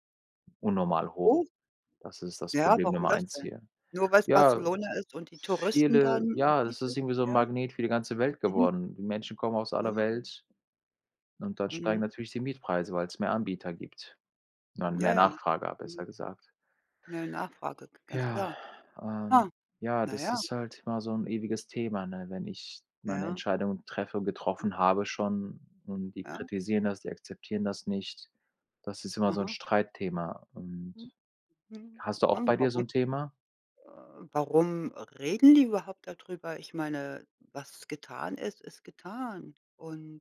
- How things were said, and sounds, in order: unintelligible speech; other noise
- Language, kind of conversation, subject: German, unstructured, Wie reagierst du, wenn deine Familie deine Entscheidungen kritisiert?
- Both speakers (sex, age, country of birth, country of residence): female, 55-59, Germany, United States; male, 45-49, Germany, Germany